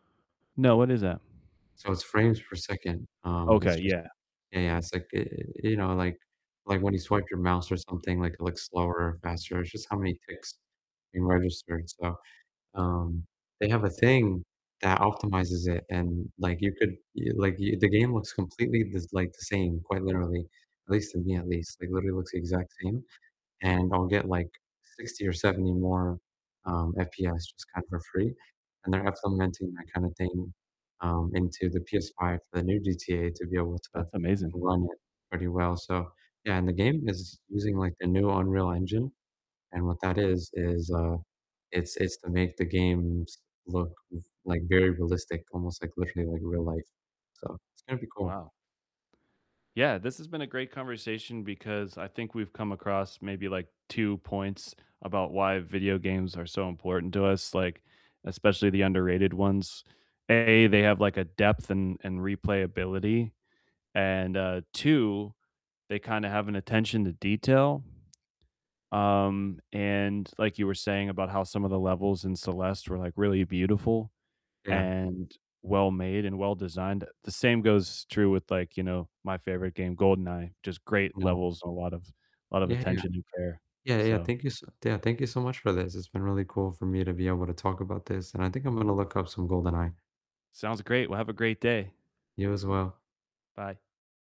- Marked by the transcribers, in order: distorted speech; tapping
- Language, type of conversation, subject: English, unstructured, Which underrated video games do you wish more people played?